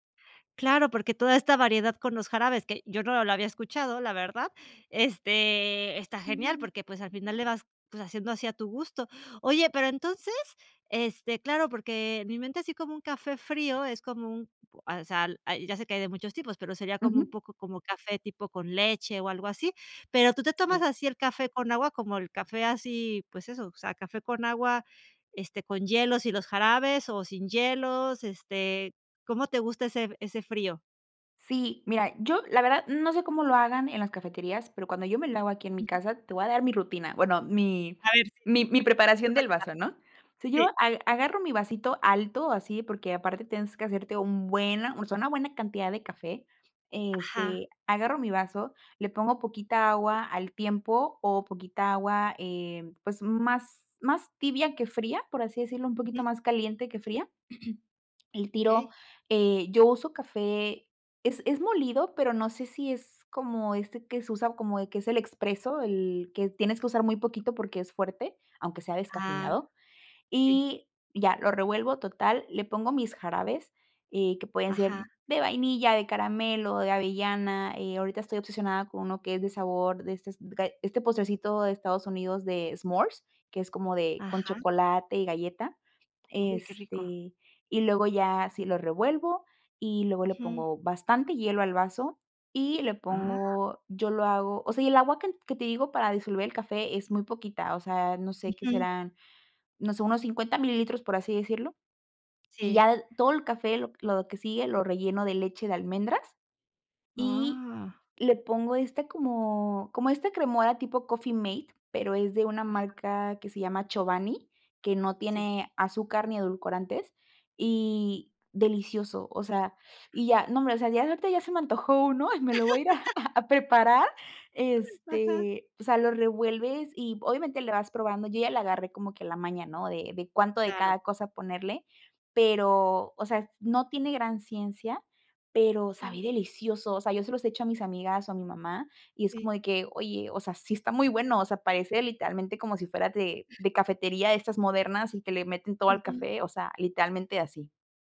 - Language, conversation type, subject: Spanish, podcast, ¿Qué papel tiene el café en tu mañana?
- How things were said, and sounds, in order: tapping; unintelligible speech; throat clearing; other background noise; laughing while speaking: "a a a preparar"; laugh